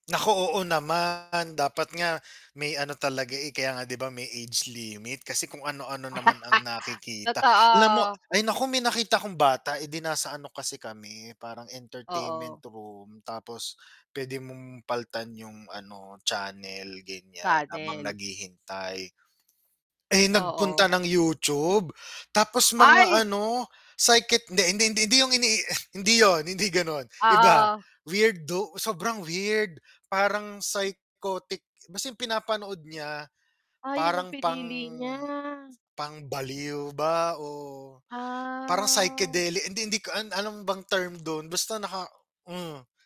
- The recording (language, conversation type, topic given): Filipino, unstructured, Sa palagay mo, may epekto ba sa kalusugang pangkaisipan ang labis na paggamit ng midyang panlipunan?
- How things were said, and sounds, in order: distorted speech; tapping; laugh; static; in English: "entertainment room"; in English: "psychic"; in English: "psychotic"; other background noise; in English: "psychedelic"; drawn out: "Ah"